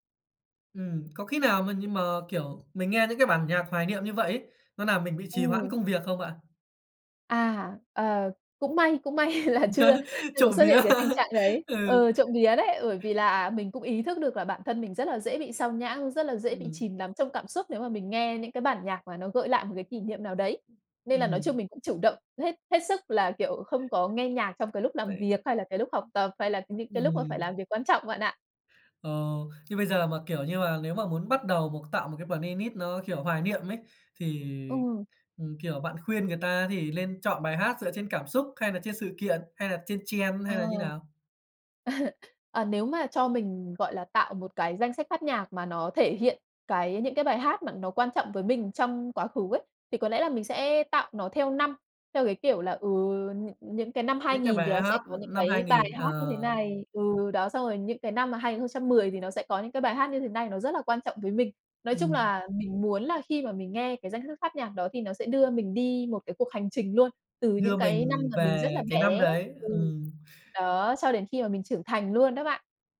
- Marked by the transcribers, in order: "làm" said as "nàm"; laughing while speaking: "may là chưa"; other background noise; laugh; laugh; "bởi" said as "ởi"; tapping; in English: "bờ nây nít"; "playlist" said as "bờ nây nít"; in English: "trend"; chuckle
- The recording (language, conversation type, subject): Vietnamese, podcast, Bạn có hay nghe lại những bài hát cũ để hoài niệm không, và vì sao?